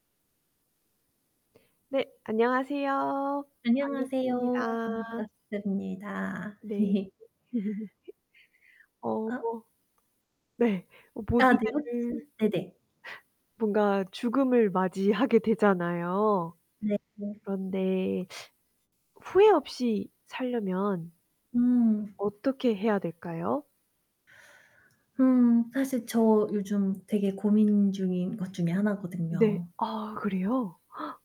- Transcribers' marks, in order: static; distorted speech; chuckle; other background noise; chuckle; tapping; gasp
- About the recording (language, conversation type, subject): Korean, unstructured, 죽음을 앞두고 후회 없이 살기 위해서는 어떻게 해야 할까요?